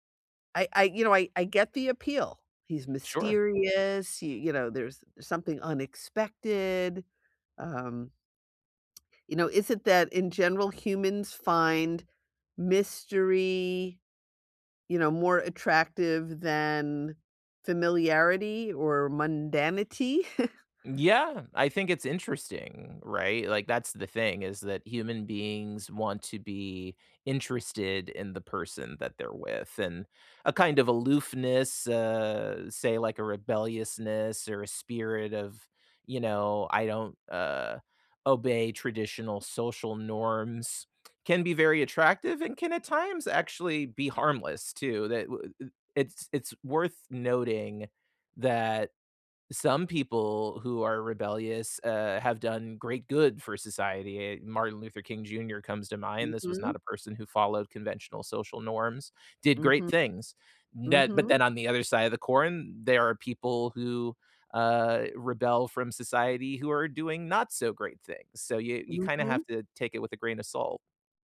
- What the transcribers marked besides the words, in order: other background noise; chuckle
- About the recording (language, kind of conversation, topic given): English, unstructured, How do you feel about movies that romanticize toxic relationships?